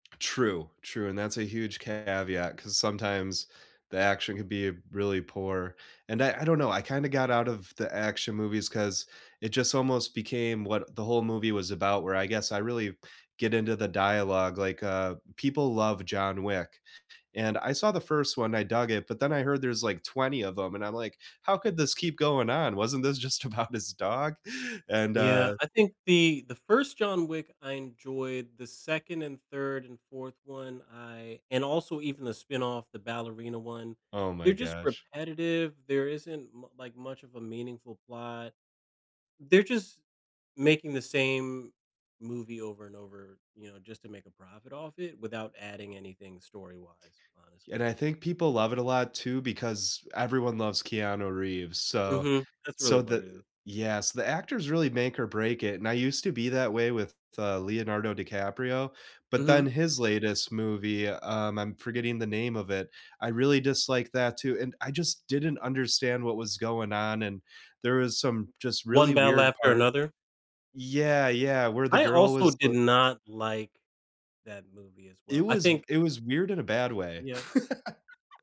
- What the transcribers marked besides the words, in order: laughing while speaking: "about his dog?"; laugh
- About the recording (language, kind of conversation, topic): English, unstructured, What kind of movies do you enjoy watching the most?
- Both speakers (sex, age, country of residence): male, 30-34, United States; male, 35-39, United States